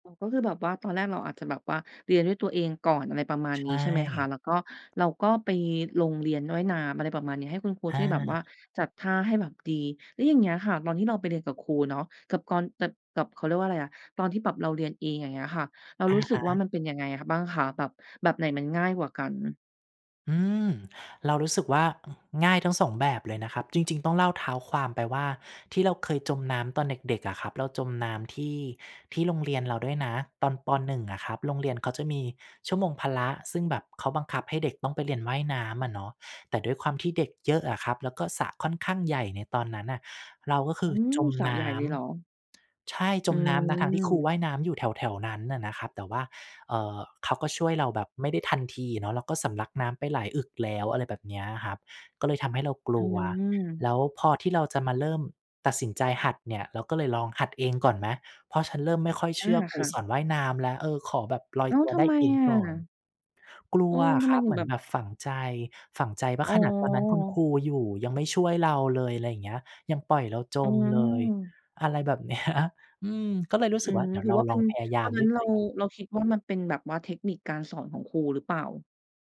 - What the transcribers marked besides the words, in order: tapping; other background noise; "ตอน" said as "กอน"; laughing while speaking: "เนี้ย"
- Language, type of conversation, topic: Thai, podcast, ถ้าจะเริ่มพัฒนาตนเอง คำแนะนำแรกที่ควรทำคืออะไร?